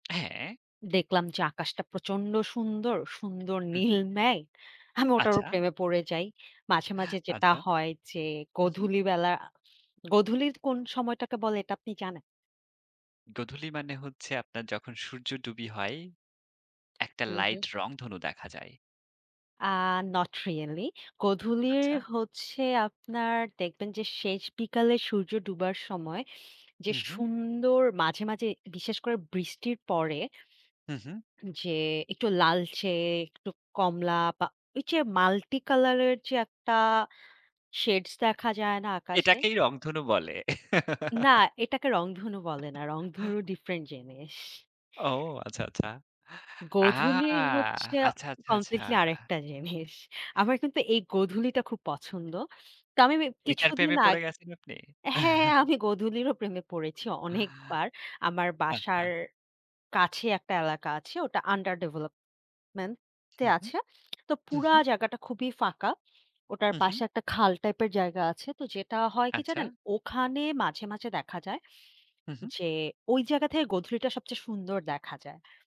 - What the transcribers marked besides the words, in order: laughing while speaking: "আচ্ছা"; in English: "not really"; drawn out: "গধূলির হচ্ছে আপনার"; in English: "multi-color"; in English: "shades"; giggle; in English: "different"; joyful: "আ আচ্ছা, আচ্ছা, আচ্ছা"; in English: "completely"; laughing while speaking: "আরেকটা জিনিস"; chuckle; in English: "under development"; tsk
- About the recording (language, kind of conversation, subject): Bengali, unstructured, আপনার জীবনে প্রেম কীভাবে পরিবর্তন এনেছে?